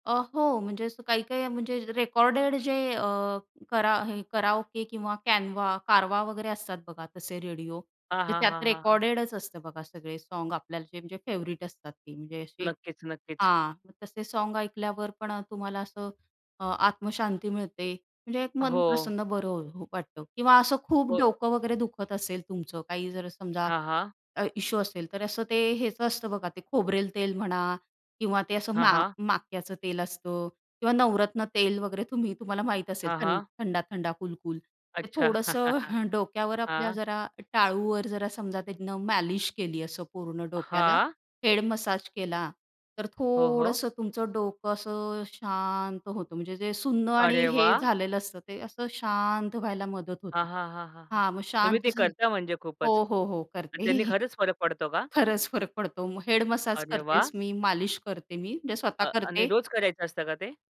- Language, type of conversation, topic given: Marathi, podcast, रोजच्या कामांनंतर तुम्ही स्वतःला शांत कसे करता?
- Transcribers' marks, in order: in English: "फेवरेट"; chuckle; chuckle; laughing while speaking: "करते"; chuckle